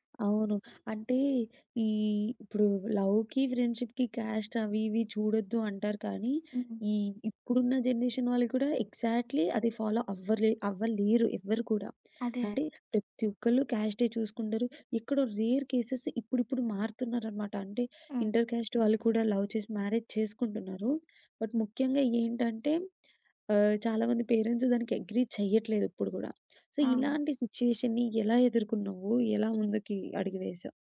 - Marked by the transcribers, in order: in English: "లవ్‌కి ఫ్రెండ్‌షిప్‌కి క్యాస్ట్"; in English: "జనరేషన్"; in English: "ఎక్జాక్ట్‌లీ"; in English: "ఫాలో"; other background noise; in English: "రేర్ కేసెస్"; in English: "ఇంటర్‌క్యాస్ట్"; in English: "లవ్"; in English: "మ్యారేజ్"; in English: "బట్"; in English: "పేరెంట్స్"; in English: "అగ్రీ"; in English: "సో"; in English: "సిట్యుయేషన్‌ని"
- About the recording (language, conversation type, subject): Telugu, podcast, సామాజిక ఒత్తిడి మరియు మీ అంతరాత్మ చెప్పే మాటల మధ్య మీరు ఎలా సమతుల్యం సాధిస్తారు?